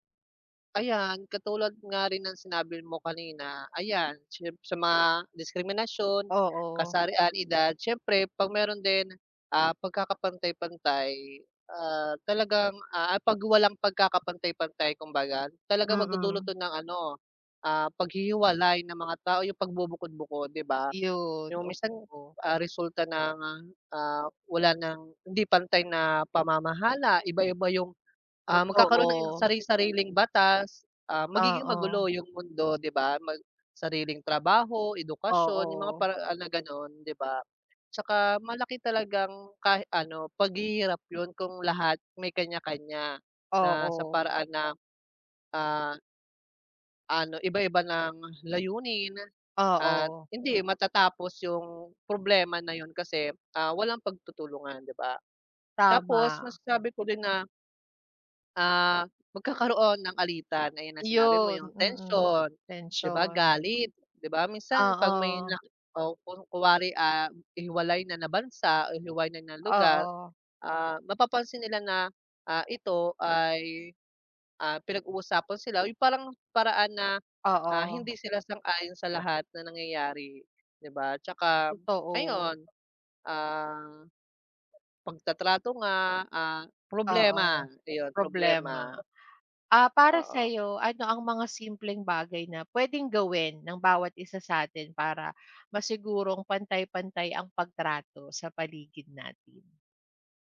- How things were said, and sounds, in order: other background noise; tapping
- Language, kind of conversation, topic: Filipino, unstructured, Paano mo maipapaliwanag ang kahalagahan ng pagkakapantay-pantay sa lipunan?